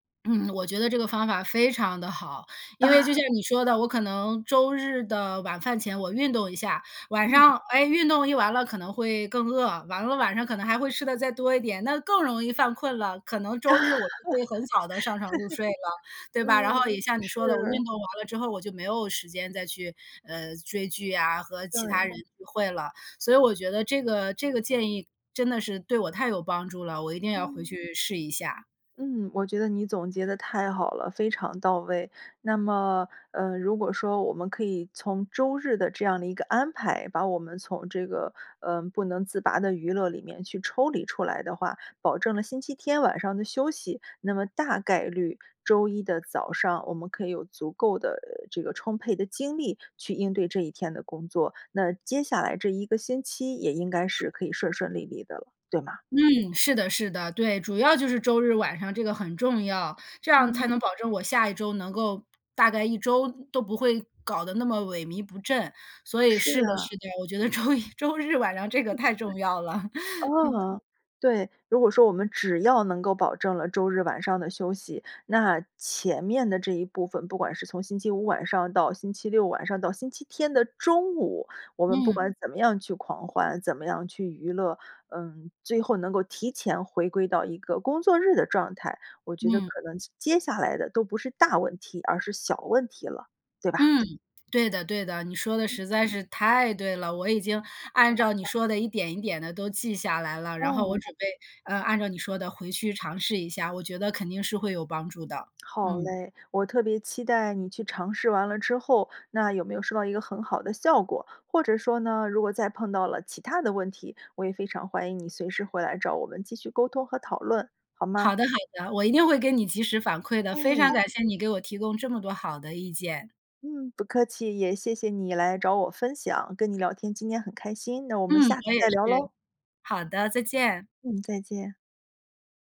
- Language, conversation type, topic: Chinese, advice, 周末作息打乱，周一难以恢复工作状态
- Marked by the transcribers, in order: laugh; laugh; other noise; laughing while speaking: "周一"; laugh